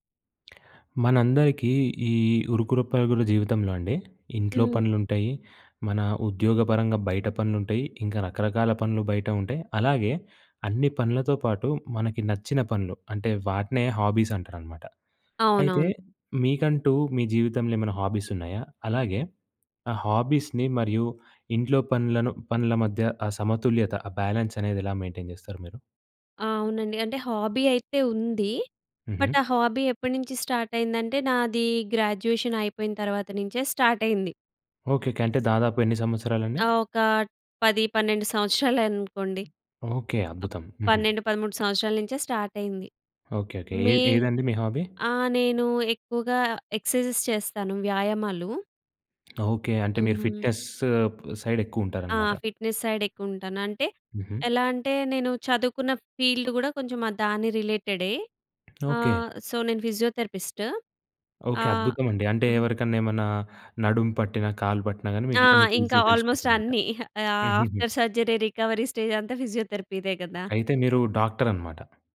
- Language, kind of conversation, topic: Telugu, podcast, ఇంటి పనులు, బాధ్యతలు ఎక్కువగా ఉన్నప్పుడు హాబీపై ఏకాగ్రతను ఎలా కొనసాగిస్తారు?
- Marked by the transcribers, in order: other background noise; in English: "హాబీస్‍ని"; in English: "మెయింటెయిన్"; in English: "హాబీ"; in English: "బట్"; in English: "హాబీ"; in English: "గ్రాడ్యుయేషన్"; in English: "హాబీ?"; in English: "ఎక్సైజెస్"; in English: "ఫిట్‍నెస్"; in English: "ఫీల్డ్"; alarm; in English: "సో"; in English: "ఆల్మోస్ట్"; in English: "ఈజీగా"; in English: "ఆఫ్టర్ సర్జరీ రికవరీ"